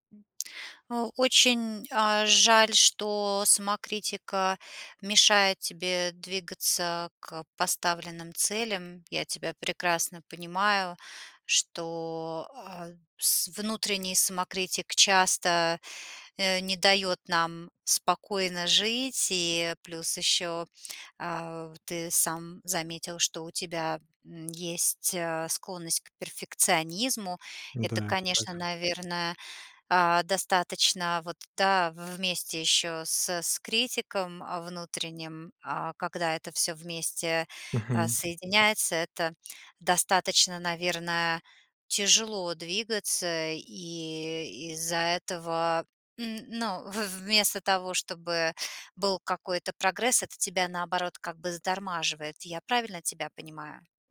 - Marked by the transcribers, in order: none
- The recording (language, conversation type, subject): Russian, advice, Как справиться с постоянным самокритичным мышлением, которое мешает действовать?